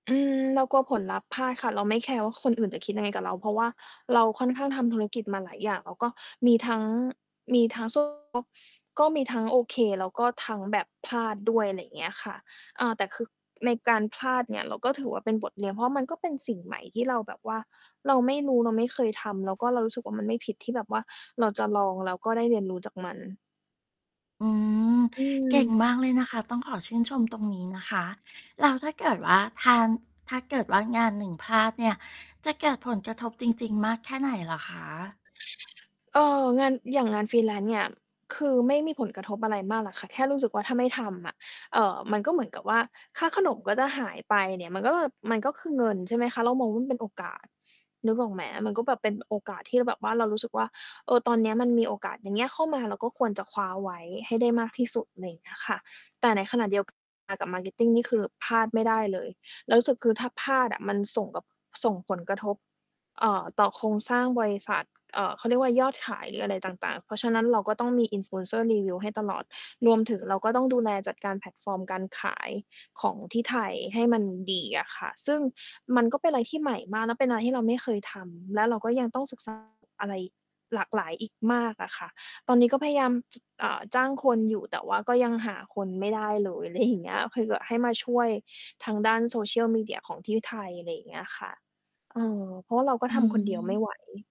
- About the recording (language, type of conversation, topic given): Thai, advice, ฉันจะปรับมุมมองใหม่เมื่อรู้สึกเครียดได้อย่างไร?
- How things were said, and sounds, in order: mechanical hum; unintelligible speech; tapping; in English: "freelance"; distorted speech; tsk; laughing while speaking: "ไรอย่างเงี้ย"